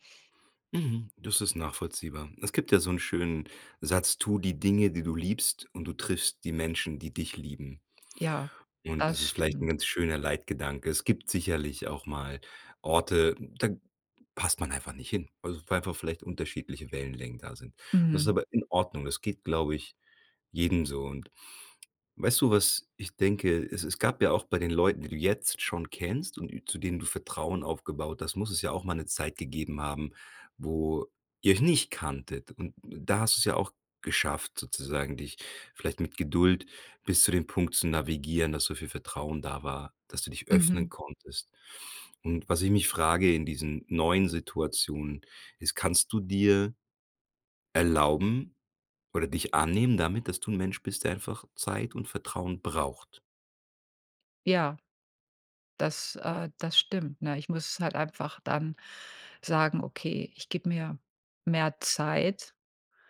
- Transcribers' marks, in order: none
- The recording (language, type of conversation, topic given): German, advice, Wie fühlt es sich für dich an, dich in sozialen Situationen zu verstellen?
- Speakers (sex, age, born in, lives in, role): female, 50-54, Germany, United States, user; male, 40-44, Germany, Germany, advisor